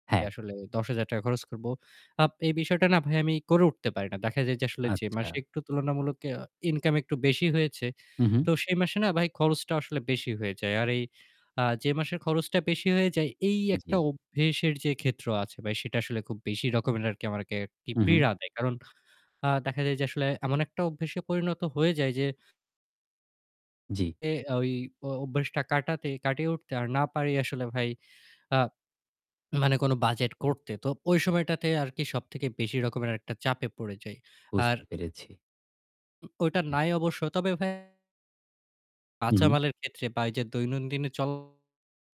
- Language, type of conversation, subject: Bengali, advice, স্টার্টআপে আর্থিক অনিশ্চয়তা ও অস্থিরতার মধ্যে আমি কীভাবে এগিয়ে যেতে পারি?
- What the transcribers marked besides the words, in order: "আমাকে" said as "আমারকে"; distorted speech